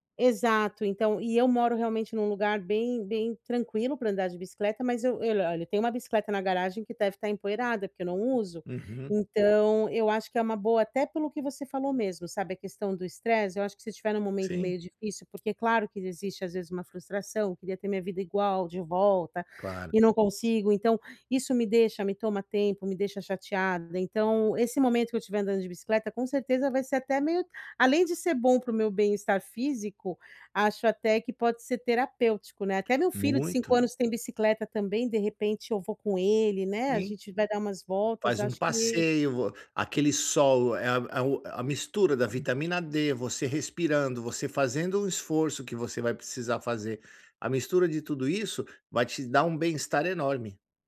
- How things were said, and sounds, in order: other noise
- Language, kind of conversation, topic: Portuguese, advice, Como lidar com a frustração e a ansiedade causadas por uma lesão?